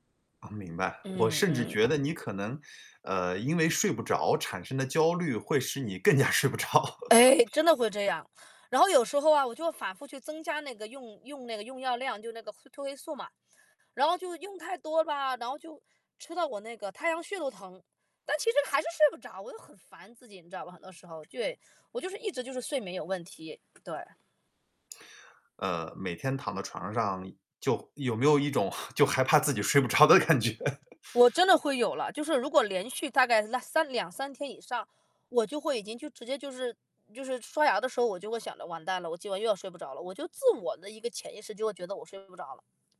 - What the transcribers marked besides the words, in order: laughing while speaking: "更加睡不着"; laugh; other background noise; chuckle; laughing while speaking: "着的感觉？"; laugh; distorted speech
- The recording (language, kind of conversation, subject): Chinese, advice, 你睡前思绪不断、焦虑得难以放松入睡时，通常是什么情况导致的？